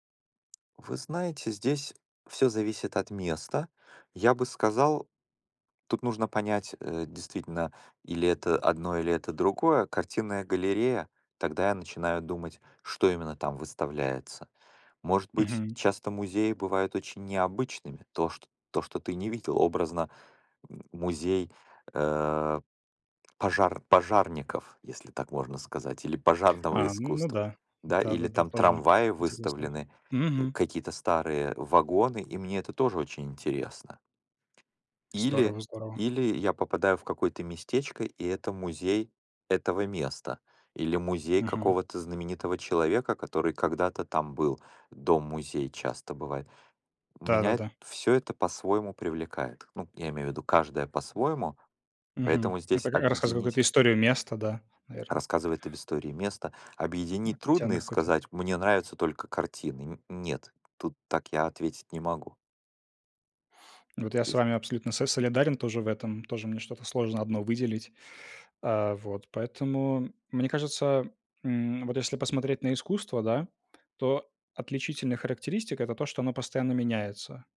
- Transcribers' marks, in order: tapping; other background noise
- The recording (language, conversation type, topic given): Russian, unstructured, Какую роль играет искусство в нашей жизни?